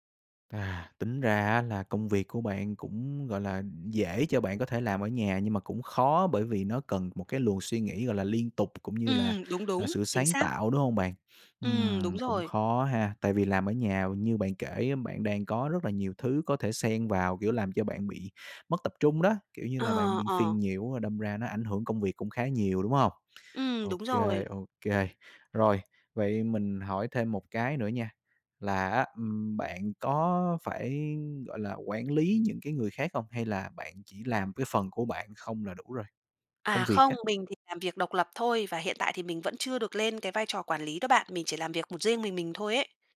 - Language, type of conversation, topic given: Vietnamese, advice, Làm thế nào để tập trung hơn khi làm việc ở nhà?
- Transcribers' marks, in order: tapping; other background noise